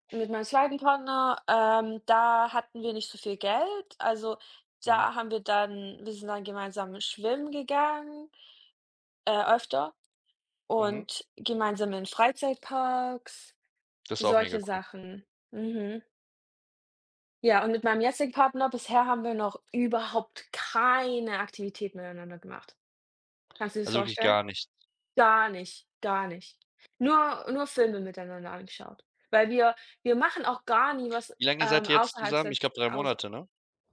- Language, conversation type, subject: German, unstructured, Wie findest du in einer schwierigen Situation einen Kompromiss?
- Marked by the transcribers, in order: stressed: "keine"